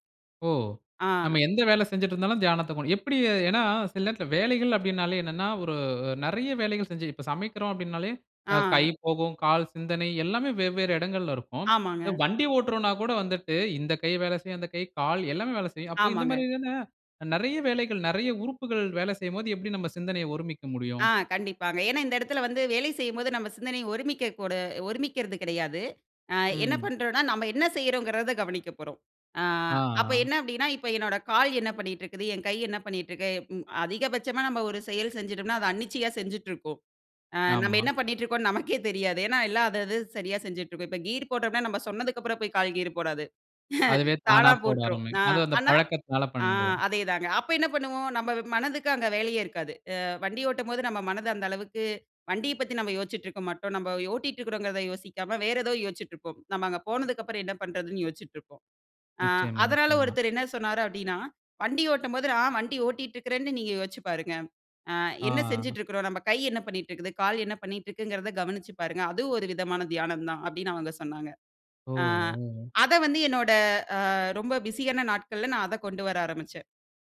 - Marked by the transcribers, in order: other background noise; chuckle
- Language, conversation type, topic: Tamil, podcast, தியானத்துக்கு நேரம் இல்லையெனில் என்ன செய்ய வேண்டும்?